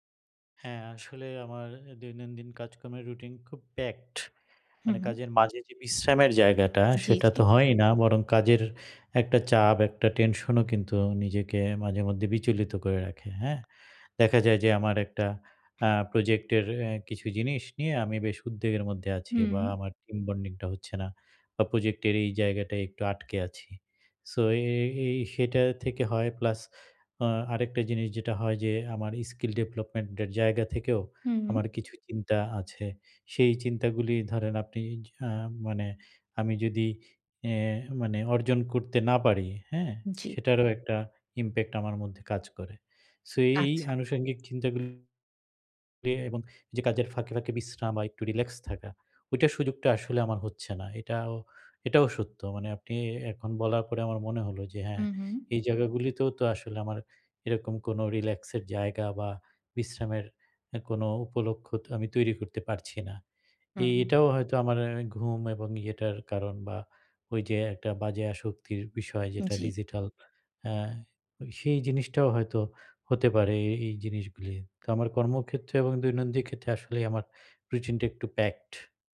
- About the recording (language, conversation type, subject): Bengali, advice, মানসিক স্পষ্টতা ও মনোযোগ কীভাবে ফিরে পাব?
- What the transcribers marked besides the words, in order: in English: "packed"; tapping; in English: "team bonding"; in English: "skill development"; in English: "impact"; in English: "relax"; in English: "relax"; other background noise; in English: "packed"